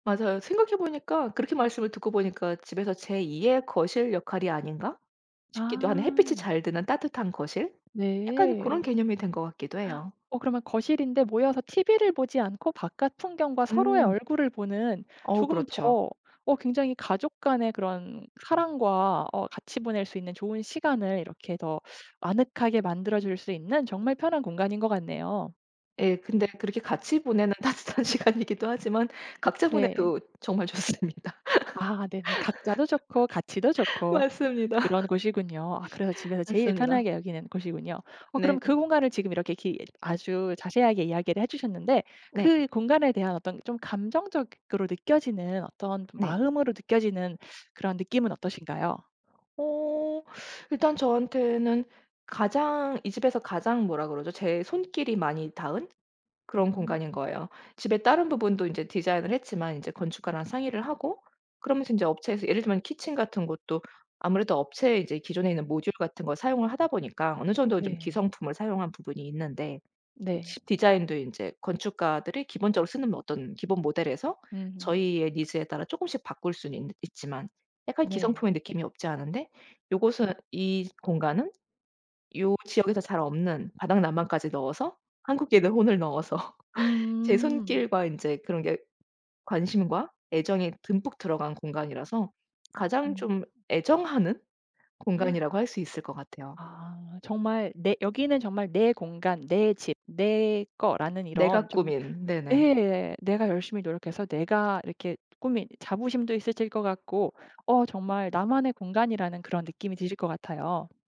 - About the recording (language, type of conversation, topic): Korean, podcast, 집에서 가장 편안한 공간은 어디인가요?
- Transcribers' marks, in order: tapping; gasp; laughing while speaking: "따뜻한 시간이기도 하지만"; laughing while speaking: "좋습니다. 맞습니다"; laugh; teeth sucking; other background noise; in English: "니즈에"; laughing while speaking: "한국인의 혼을 넣어서"; gasp